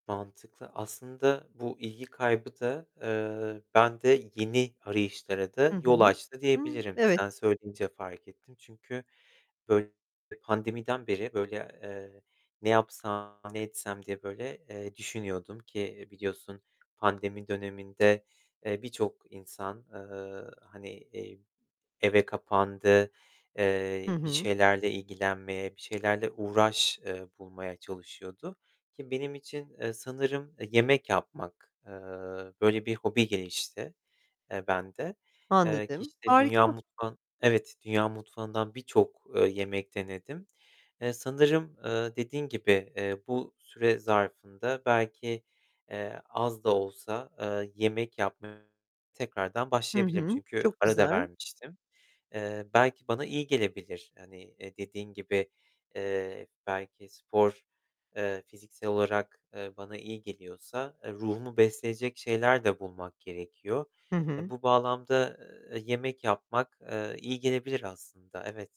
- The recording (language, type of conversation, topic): Turkish, advice, Hobilerinizden keyif alamamanız ve ilginizi kaybetmeniz hakkında ne hissediyorsunuz?
- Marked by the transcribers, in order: tapping; distorted speech; other background noise